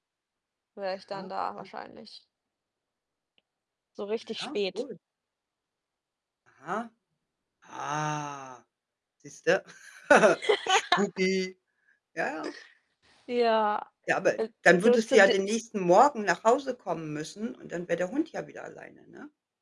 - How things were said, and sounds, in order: laugh; in English: "spooky"; laugh
- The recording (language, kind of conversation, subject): German, unstructured, Wie gehst du mit Enttäuschungen in der Liebe um?